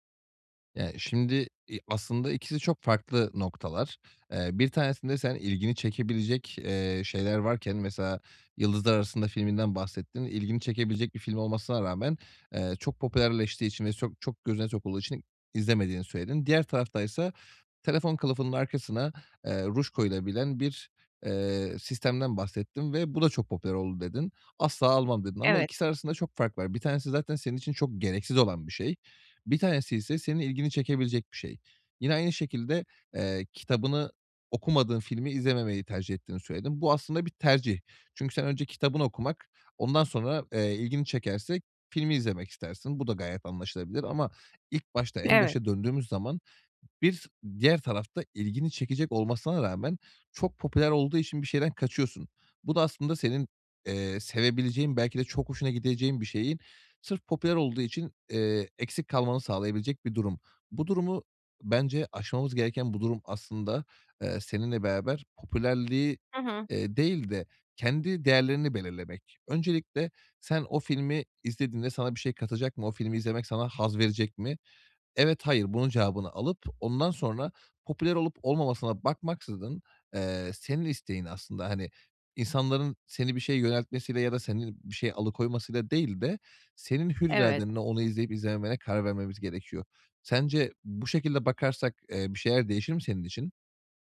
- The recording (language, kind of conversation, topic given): Turkish, advice, Trendlere kapılmadan ve başkalarıyla kendimi kıyaslamadan nasıl daha az harcama yapabilirim?
- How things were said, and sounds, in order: other background noise; tapping